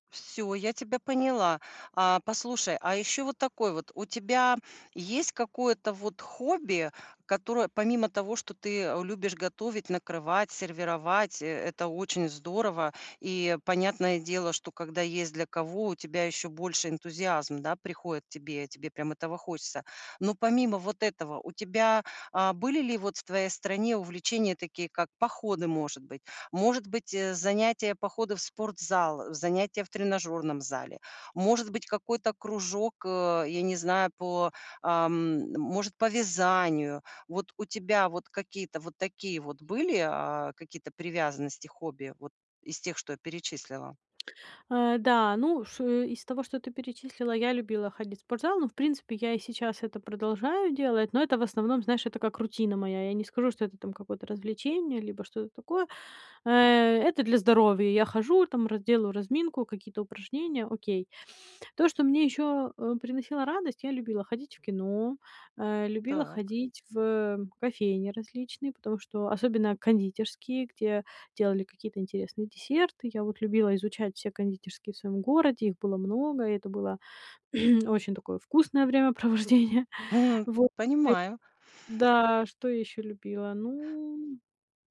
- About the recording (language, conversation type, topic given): Russian, advice, Как мне снова находить радость в простых вещах?
- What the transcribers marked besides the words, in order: sniff; throat clearing; drawn out: "времяпровождение"